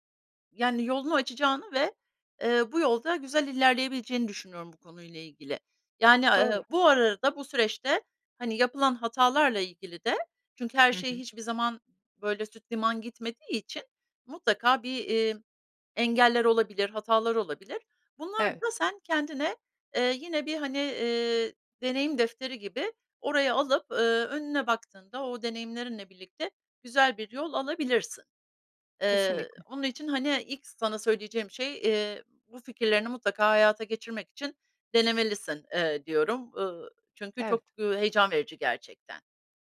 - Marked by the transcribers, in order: tapping
- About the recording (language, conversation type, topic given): Turkish, advice, Kendi işinizi kurma veya girişimci olma kararınızı nasıl verdiniz?